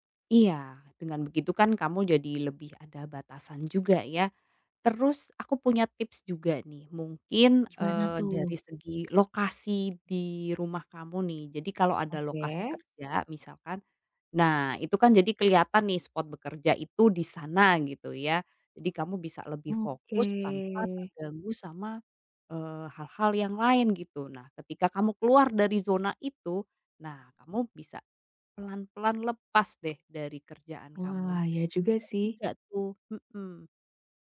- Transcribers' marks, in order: tapping; other background noise; in English: "spot"; drawn out: "Oke"
- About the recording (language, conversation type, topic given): Indonesian, advice, Bagaimana cara menyeimbangkan tuntutan startup dengan kehidupan pribadi dan keluarga?